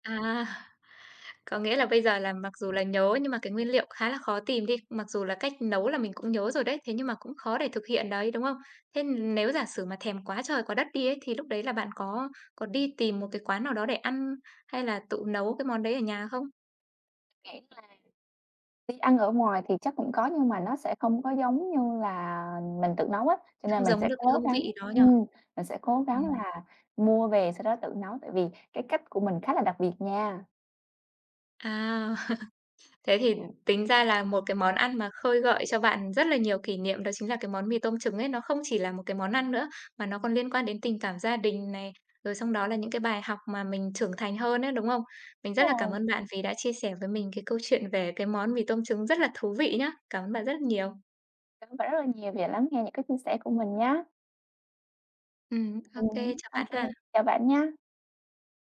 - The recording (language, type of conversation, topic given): Vietnamese, podcast, Bạn có thể kể về một kỷ niệm ẩm thực khiến bạn nhớ mãi không?
- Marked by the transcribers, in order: laughing while speaking: "À"; other background noise; chuckle; tapping